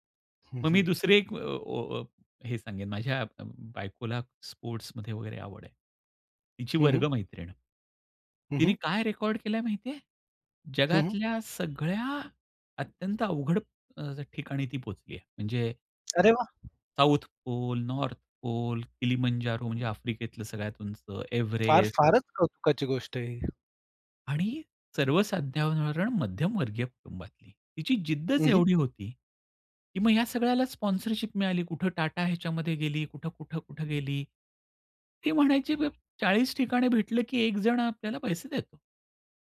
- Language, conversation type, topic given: Marathi, podcast, लोकांना प्रेरणा देणारी कथा तुम्ही कशी सांगता?
- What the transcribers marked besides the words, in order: tapping; horn; other background noise; in English: "स्पॉन्सरशिप"